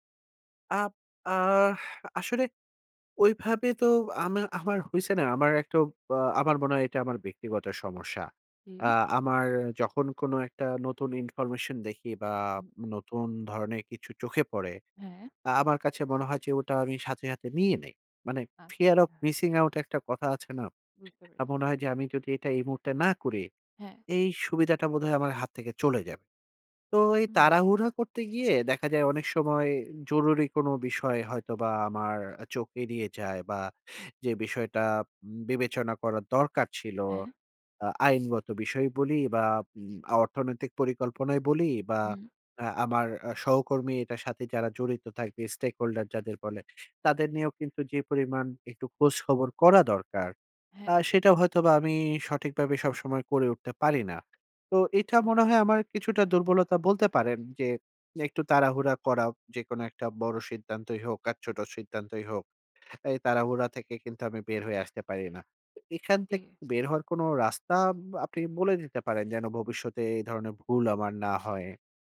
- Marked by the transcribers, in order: sad: "আপ আ আসলে ওইভাবে তো … আমার ব্যক্তিগত সমস্যা"; exhale; "একটু" said as "একটো"; in English: "fear of missing out"; tapping; "চোখ" said as "চোক"; in English: "stakeholder"
- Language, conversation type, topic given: Bengali, advice, আপনি কেন প্রায়ই কোনো প্রকল্প শুরু করে মাঝপথে থেমে যান?